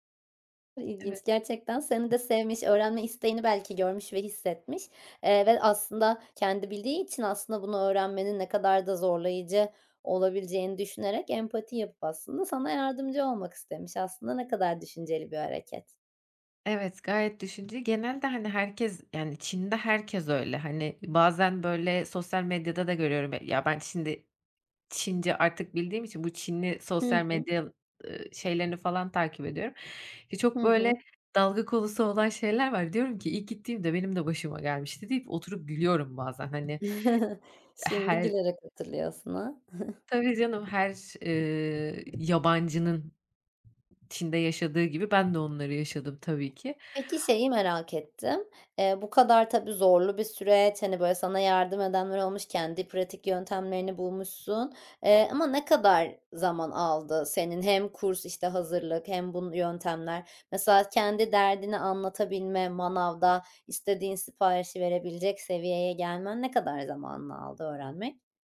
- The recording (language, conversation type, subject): Turkish, podcast, Kendi kendine öğrenmeyi nasıl öğrendin, ipuçların neler?
- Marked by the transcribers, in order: tapping; other background noise; chuckle; chuckle